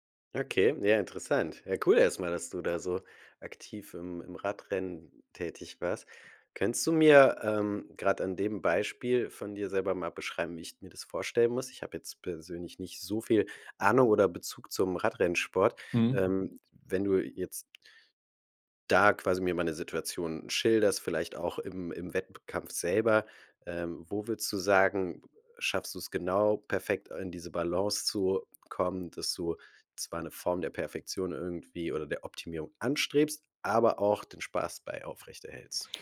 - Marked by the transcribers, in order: none
- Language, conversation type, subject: German, podcast, Wie findest du die Balance zwischen Perfektion und Spaß?